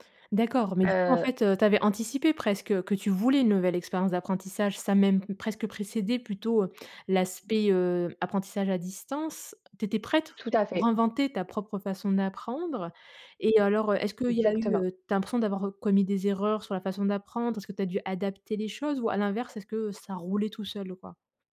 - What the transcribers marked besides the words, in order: stressed: "voulais"; tapping
- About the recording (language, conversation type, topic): French, podcast, Peux-tu me parler d’une expérience d’apprentissage qui t’a marqué(e) ?